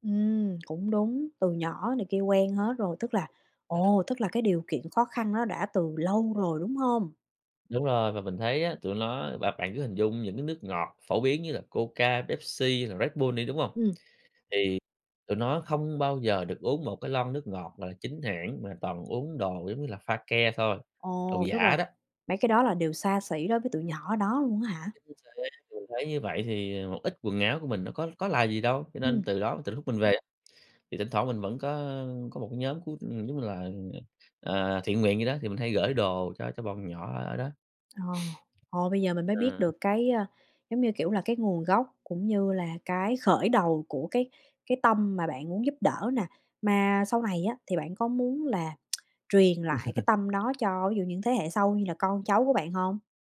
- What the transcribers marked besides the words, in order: tapping; other background noise; sniff; tsk; laugh
- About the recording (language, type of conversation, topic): Vietnamese, podcast, Bạn có thể kể một kỷ niệm khiến bạn tự hào về văn hoá của mình không nhỉ?